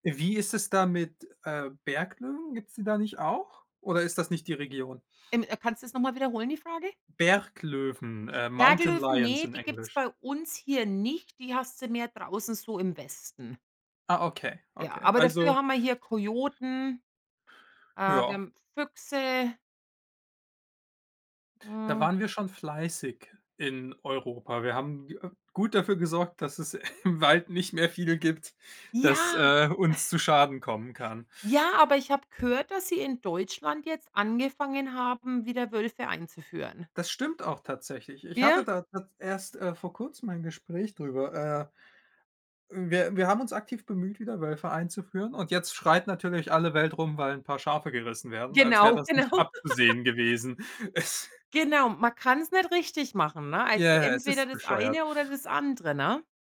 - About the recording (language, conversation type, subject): German, unstructured, Wie drückst du deine Persönlichkeit am liebsten aus?
- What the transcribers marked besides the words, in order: other background noise; in English: "Mountain Lions"; laughing while speaking: "im"; chuckle; laughing while speaking: "Genau"; laugh